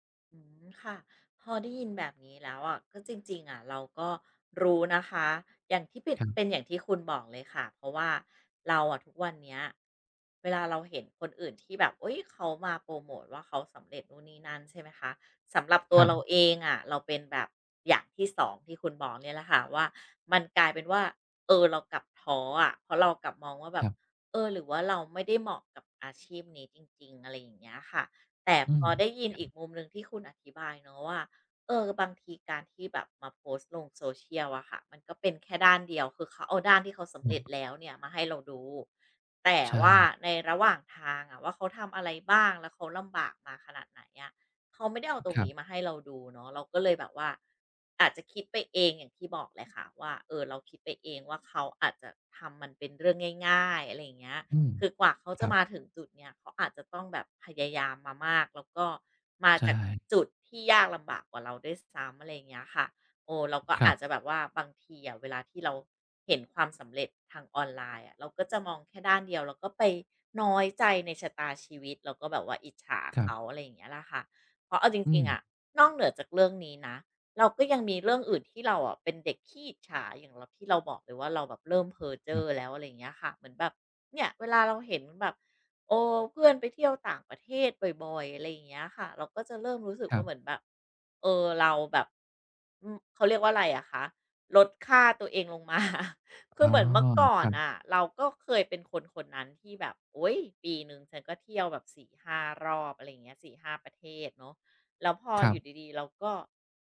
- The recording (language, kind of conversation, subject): Thai, advice, ควรทำอย่างไรเมื่อรู้สึกแย่จากการเปรียบเทียบตัวเองกับภาพที่เห็นบนโลกออนไลน์?
- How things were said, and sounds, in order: tapping; laughing while speaking: "มา"